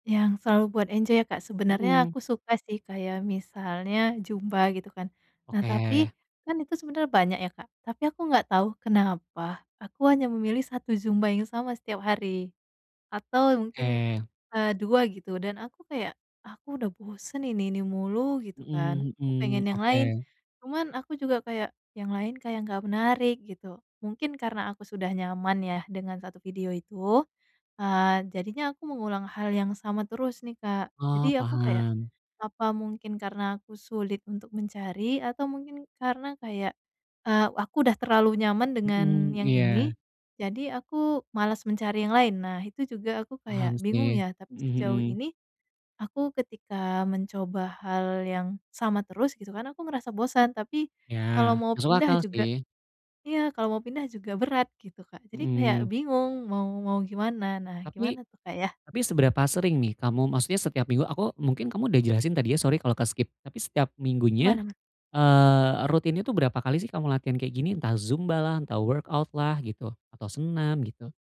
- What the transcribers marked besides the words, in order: in English: "enjoy"; tapping; in English: "workout-lah"
- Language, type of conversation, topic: Indonesian, advice, Bagaimana cara mengatasi kebosanan dan stagnasi dalam latihan saya?